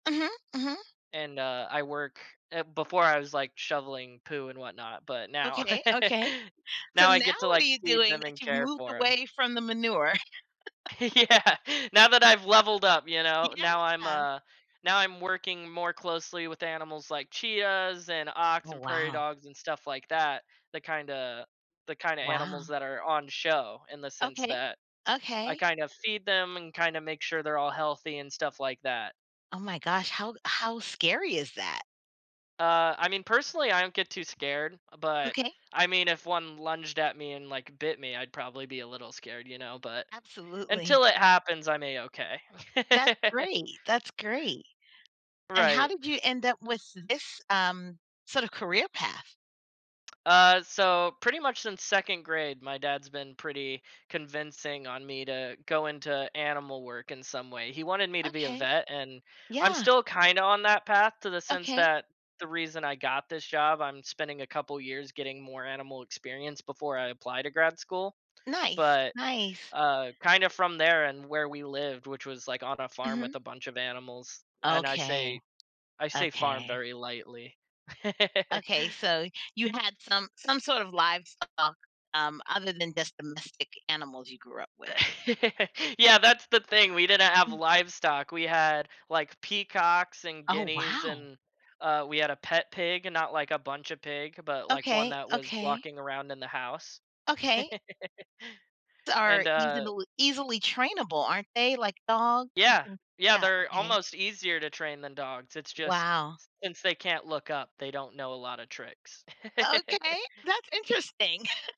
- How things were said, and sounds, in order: tapping; laugh; laughing while speaking: "Yeah"; laugh; other background noise; laugh; laugh; laugh; laugh; laugh
- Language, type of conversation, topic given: English, advice, How can I share good news with my family in a way that feels positive and considerate?
- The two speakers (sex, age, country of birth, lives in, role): female, 45-49, United States, United States, advisor; male, 20-24, United States, United States, user